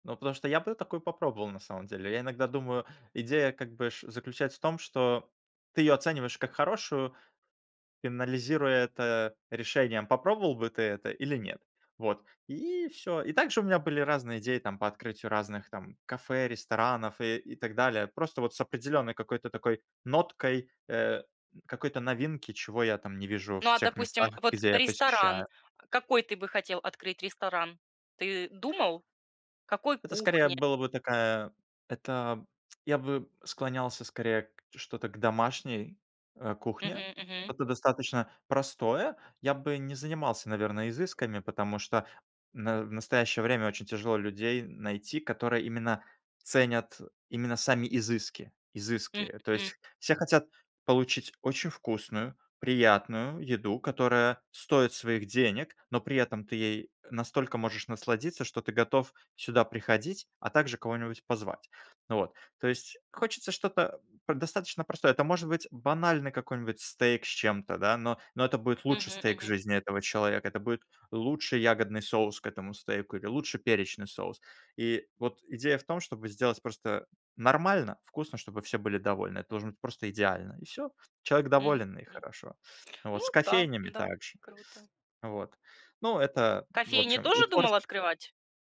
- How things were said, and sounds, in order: tapping
- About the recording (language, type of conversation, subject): Russian, podcast, Как у тебя обычно рождаются творческие идеи?